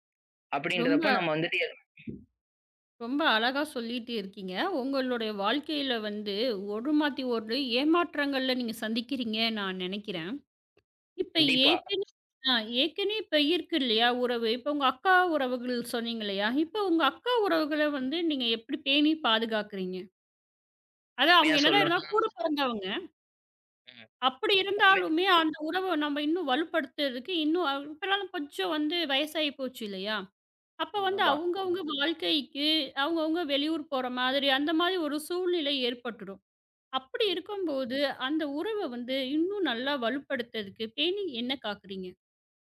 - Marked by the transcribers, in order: other background noise; other noise; unintelligible speech
- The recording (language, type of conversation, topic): Tamil, podcast, தொடரும் வழிகாட்டல் உறவை எப்படிச் சிறப்பாகப் பராமரிப்பீர்கள்?